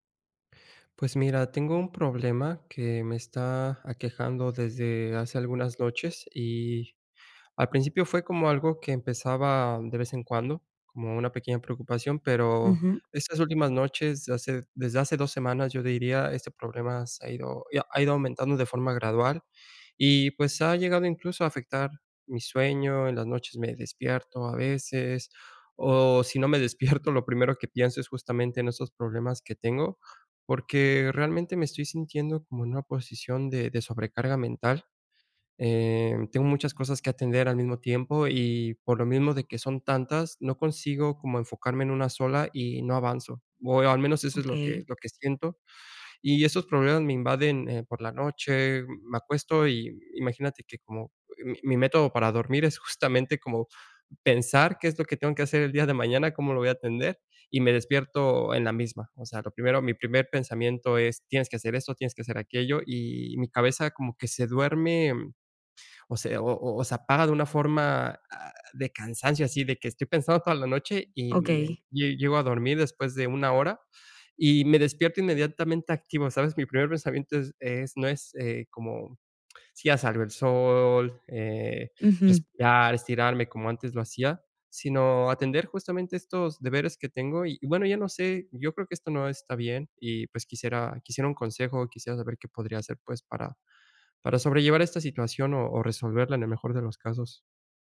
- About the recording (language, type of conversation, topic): Spanish, advice, ¿Cómo puedo manejar la sobrecarga mental para poder desconectar y descansar por las noches?
- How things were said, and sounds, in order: none